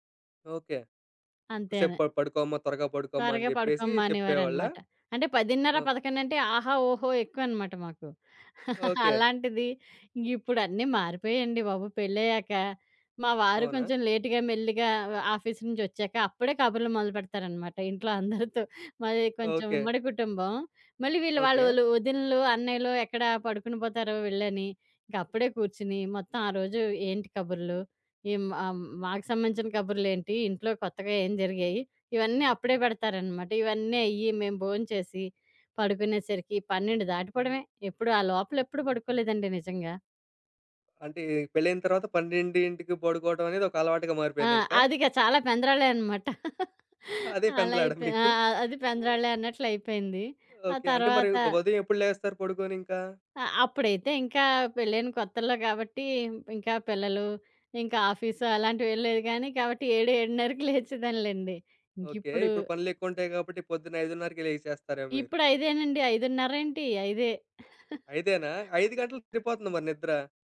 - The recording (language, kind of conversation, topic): Telugu, podcast, హాయిగా, మంచి నిద్రను ప్రతిరోజూ స్థిరంగా వచ్చేలా చేసే అలవాటు మీరు ఎలా ఏర్పరుచుకున్నారు?
- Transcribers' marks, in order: chuckle; in English: "లేట్‌గా"; chuckle; chuckle; chuckle